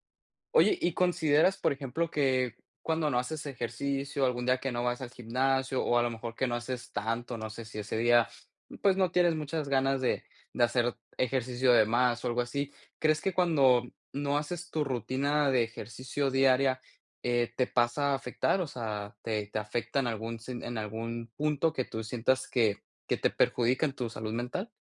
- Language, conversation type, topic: Spanish, podcast, ¿Qué haces en casa para cuidar tu salud mental?
- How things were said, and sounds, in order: tapping; other background noise